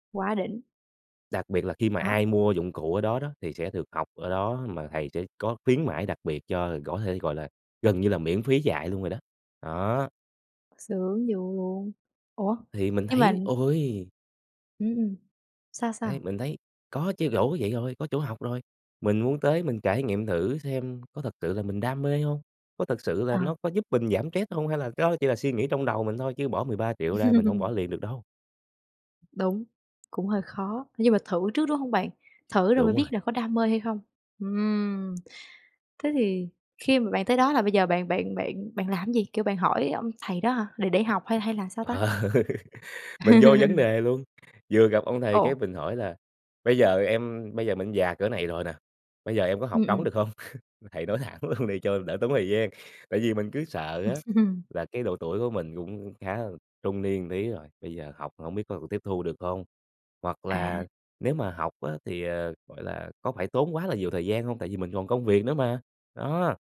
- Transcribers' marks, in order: tapping; "stress" said as "trét"; laugh; laughing while speaking: "Ờ"; laugh; other background noise; laugh; laughing while speaking: "thẳng luôn đi"; laugh; "một" said as "ừn"
- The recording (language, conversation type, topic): Vietnamese, podcast, Bạn có thể kể về lần bạn tình cờ tìm thấy đam mê của mình không?